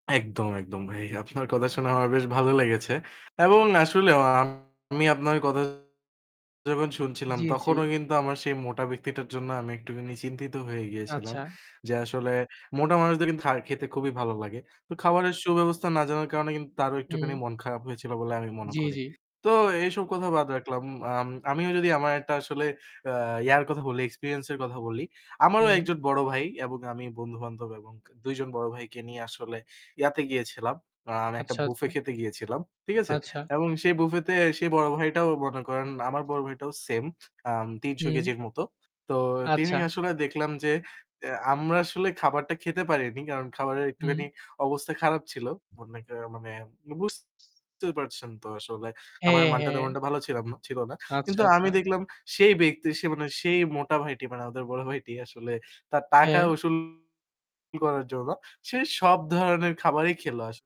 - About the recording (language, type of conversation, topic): Bengali, unstructured, তুমি কোন শখ শুরু করলে সবচেয়ে বেশি আনন্দ পেয়েছো?
- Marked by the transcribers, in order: static; distorted speech; unintelligible speech